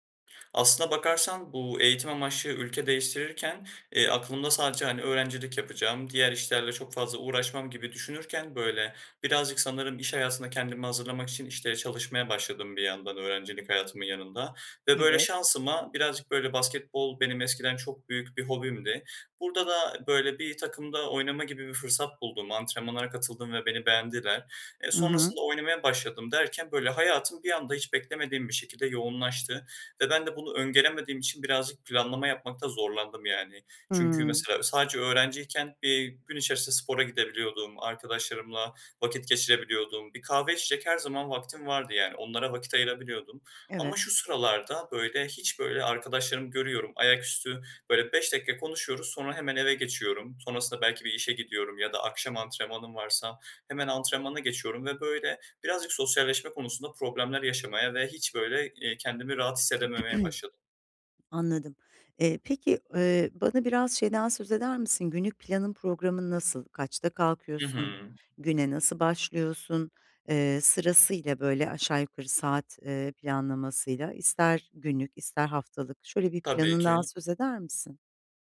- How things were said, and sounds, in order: throat clearing; other background noise; tapping
- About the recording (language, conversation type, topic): Turkish, advice, Gün içinde rahatlamak için nasıl zaman ayırıp sakinleşebilir ve kısa molalar verebilirim?